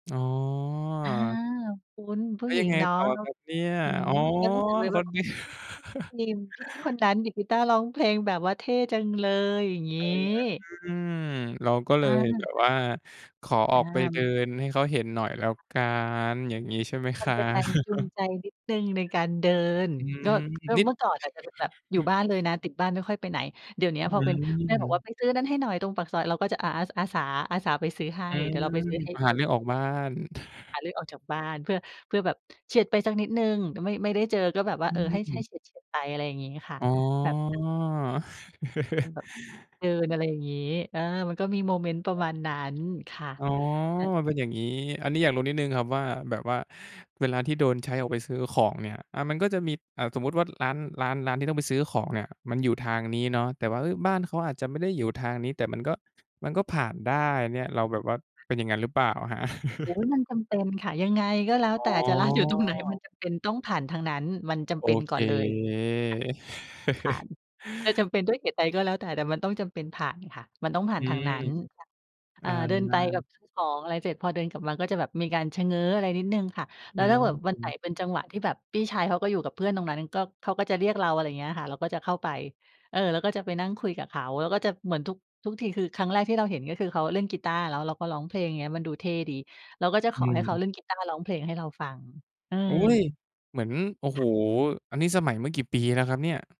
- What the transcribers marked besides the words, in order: drawn out: "อ๋อ"; other background noise; laughing while speaking: "เนี่ย"; chuckle; drawn out: "อืม"; laughing while speaking: "ครับ ?"; chuckle; chuckle; chuckle; drawn out: "อ๋อ"; chuckle; chuckle; drawn out: "อ๋อ"; chuckle
- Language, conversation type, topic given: Thai, podcast, อะไรที่ทำให้การเดินเล่นรอบบ้านของคุณสนุกขึ้น?